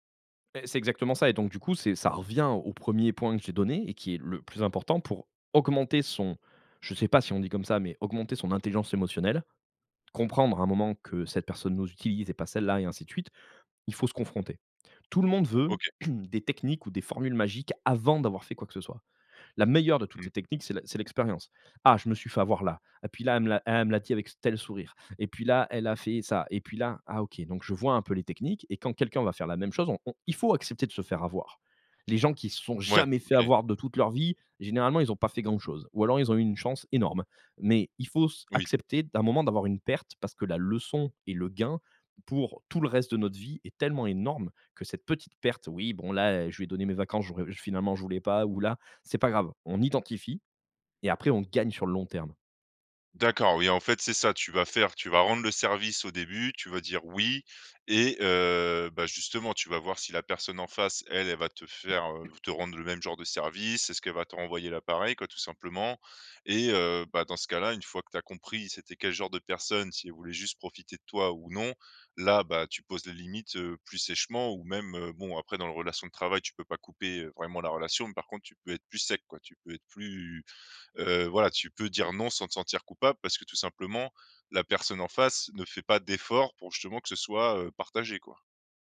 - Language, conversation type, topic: French, podcast, Comment apprendre à poser des limites sans se sentir coupable ?
- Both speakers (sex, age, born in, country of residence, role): male, 30-34, France, France, host; male, 35-39, France, France, guest
- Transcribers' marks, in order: throat clearing; stressed: "jamais"; stressed: "énorme"; other background noise